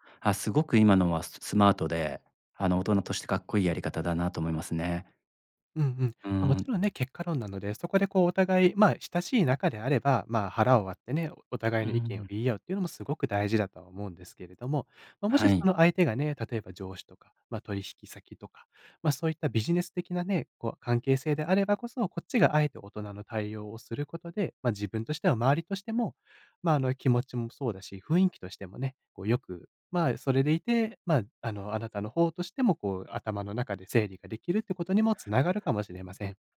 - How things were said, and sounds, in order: none
- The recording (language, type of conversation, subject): Japanese, advice, 誤解で相手に怒られたとき、どう説明して和解すればよいですか？